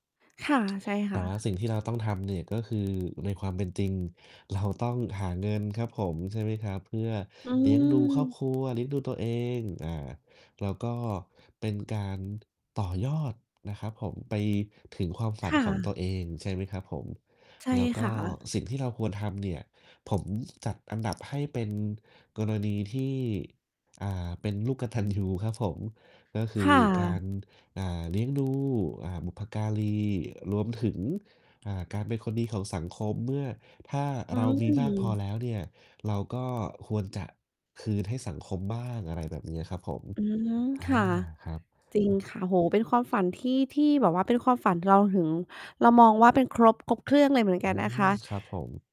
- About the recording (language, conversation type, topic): Thai, unstructured, ความฝันอะไรที่คุณยังไม่เคยบอกใคร?
- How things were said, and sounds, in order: tsk; distorted speech; other noise